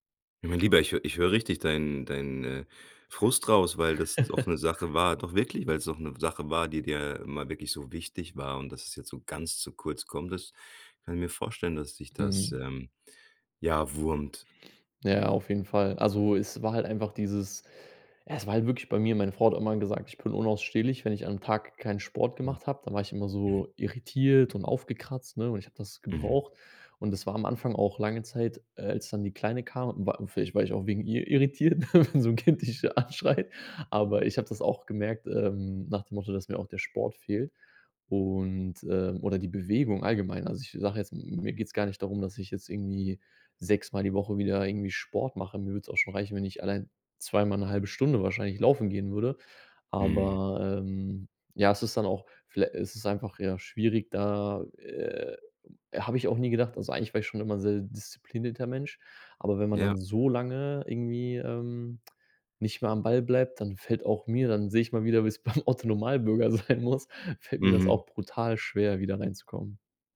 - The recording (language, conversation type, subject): German, advice, Wie kann ich mit einem schlechten Gewissen umgehen, wenn ich wegen der Arbeit Trainingseinheiten verpasse?
- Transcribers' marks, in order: chuckle; chuckle; laughing while speaking: "wenn so 'n Kind dich anschreit"; laughing while speaking: "wie es beim Otto-Normalbürger sein muss"